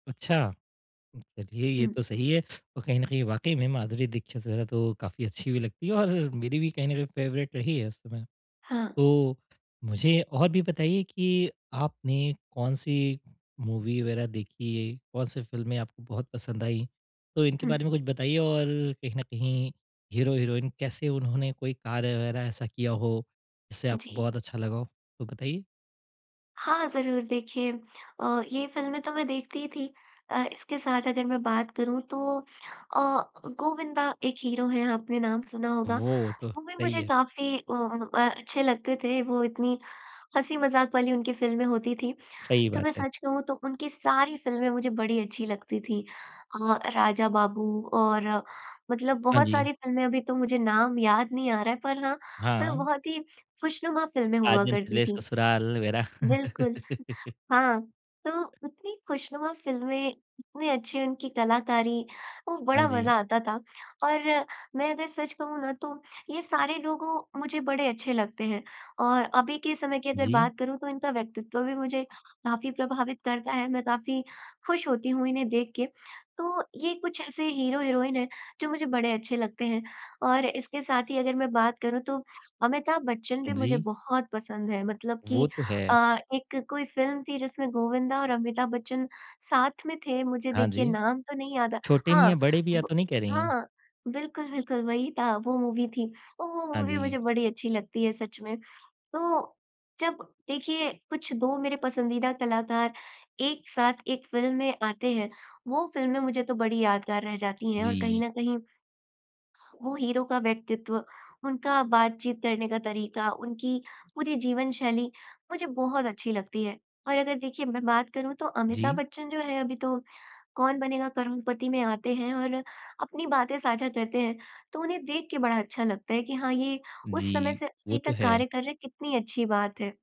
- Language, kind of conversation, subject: Hindi, podcast, किस फिल्मी हीरो या हीरोइन ने आपको कैसे प्रेरित किया?
- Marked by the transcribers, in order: in English: "फेवरेट"; laugh